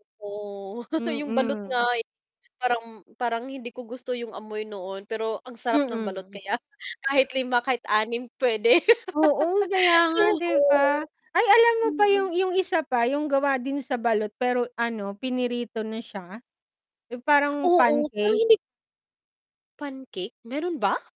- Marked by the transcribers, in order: chuckle; distorted speech; laugh
- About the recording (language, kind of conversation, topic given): Filipino, unstructured, Ano ang palagay mo sa mga pagkaing hindi kaaya-aya ang amoy pero masarap?